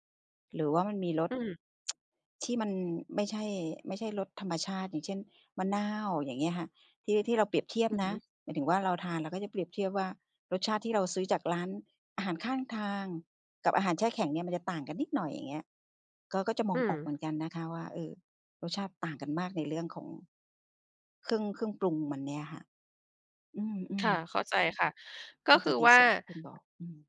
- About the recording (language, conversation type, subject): Thai, advice, ไม่ถนัดทำอาหารเลยต้องพึ่งอาหารสำเร็จรูปบ่อยๆ จะเลือกกินอย่างไรให้ได้โภชนาการที่เหมาะสม?
- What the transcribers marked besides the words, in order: tsk; tapping